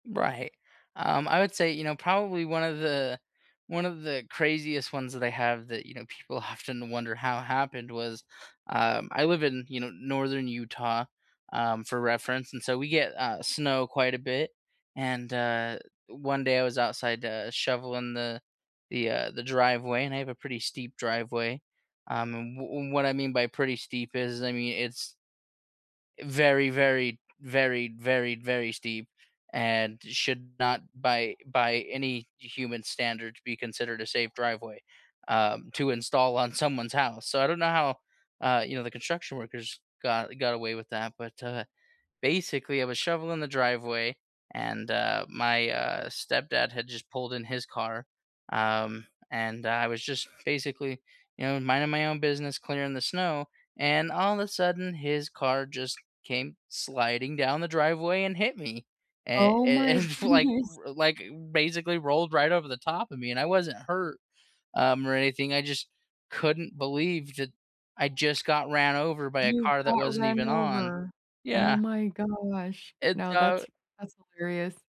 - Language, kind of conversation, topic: English, unstructured, Should you share and laugh about your DIY fails to learn and connect, or keep them private?
- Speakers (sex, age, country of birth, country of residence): female, 40-44, United States, United States; male, 25-29, United States, United States
- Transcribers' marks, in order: laughing while speaking: "often"; other background noise; laughing while speaking: "goodness"